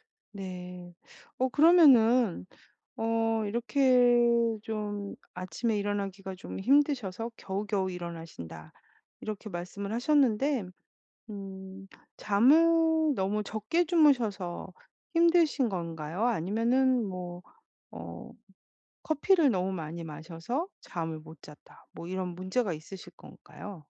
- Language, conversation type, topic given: Korean, advice, 아침에 더 활기차게 일어나기 위해 수면 루틴을 어떻게 정하면 좋을까요?
- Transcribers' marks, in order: none